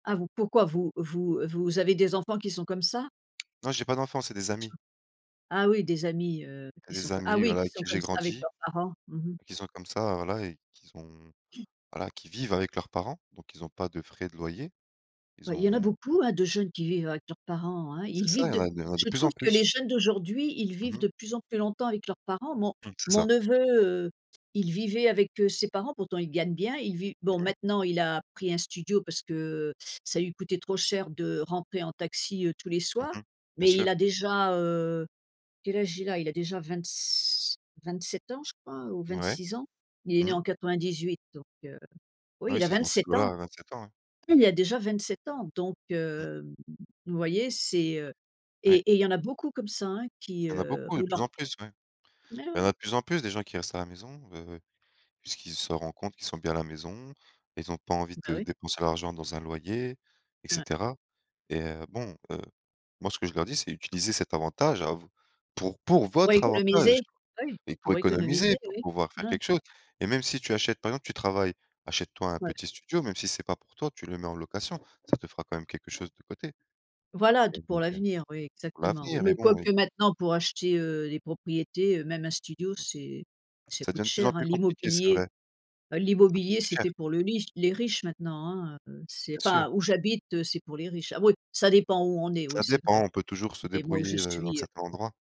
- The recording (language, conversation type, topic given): French, unstructured, Quel conseil donneriez-vous pour éviter de s’endetter ?
- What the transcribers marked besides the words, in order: tapping; unintelligible speech; other noise; other background noise; stressed: "pour votre"; unintelligible speech